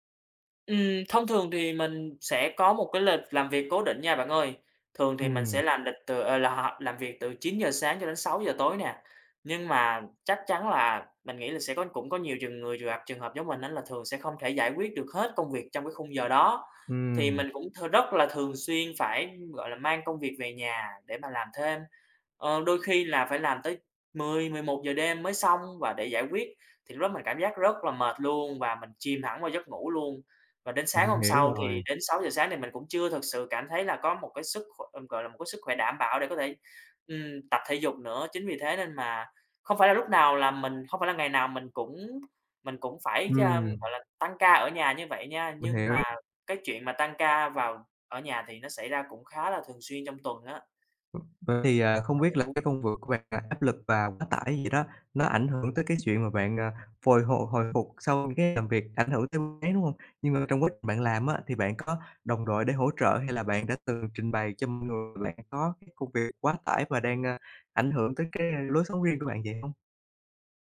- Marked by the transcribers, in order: tapping; other background noise; other noise; unintelligible speech; "hồi" said as "phồi"
- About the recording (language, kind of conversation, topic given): Vietnamese, advice, Tại sao tôi lại mất động lực sau vài tuần duy trì một thói quen, và làm sao để giữ được lâu dài?